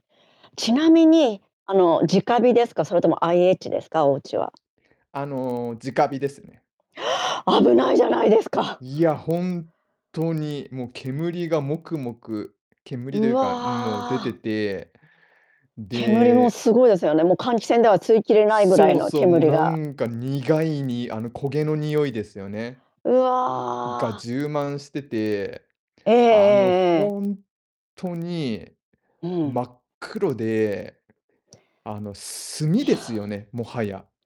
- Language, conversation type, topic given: Japanese, podcast, 料理でやらかしてしまった面白い失敗談はありますか？
- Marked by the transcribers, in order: mechanical hum; inhale; put-on voice: "危ないじゃないですか"; drawn out: "うわ"; drawn out: "うわ"